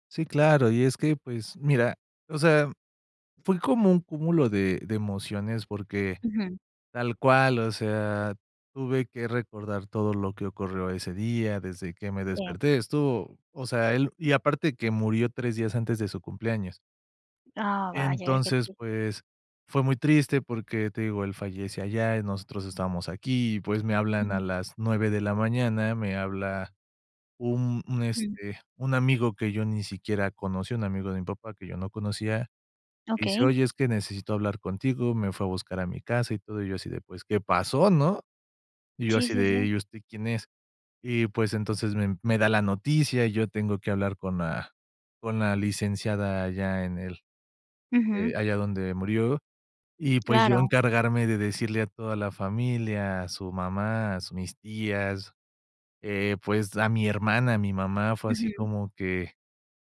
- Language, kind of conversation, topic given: Spanish, advice, ¿Por qué el aniversario de mi relación me provoca una tristeza inesperada?
- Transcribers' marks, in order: none